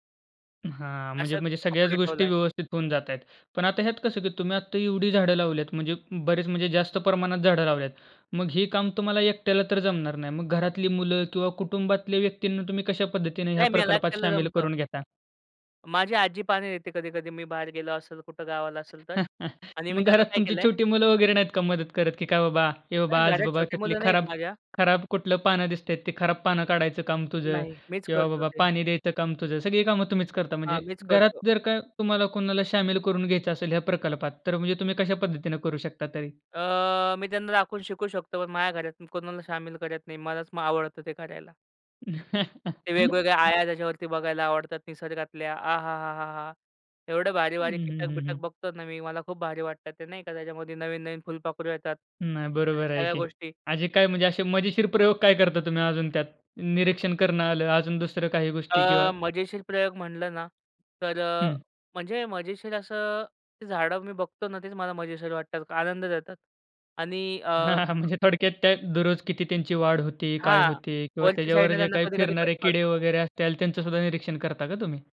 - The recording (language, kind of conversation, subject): Marathi, podcast, घरात साध्या उपायांनी निसर्गाविषयीची आवड कशी वाढवता येईल?
- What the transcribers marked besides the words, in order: unintelligible speech; chuckle; other noise; laugh; anticipating: "आहाहाहाहा!"; unintelligible speech; chuckle